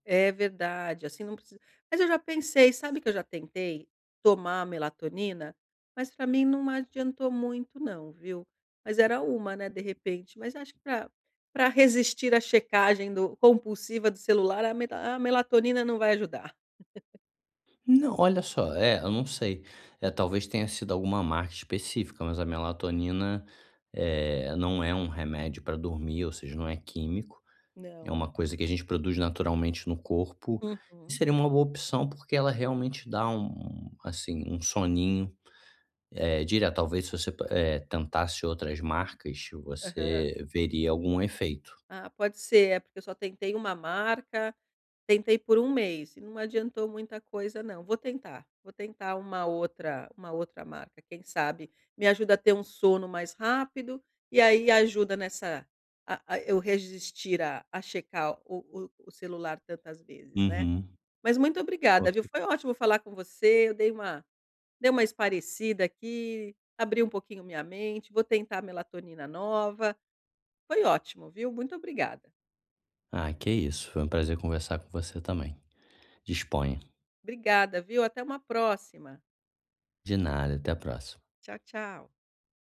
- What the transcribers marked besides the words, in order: other background noise; chuckle
- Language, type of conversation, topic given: Portuguese, advice, Como posso resistir à checagem compulsiva do celular antes de dormir?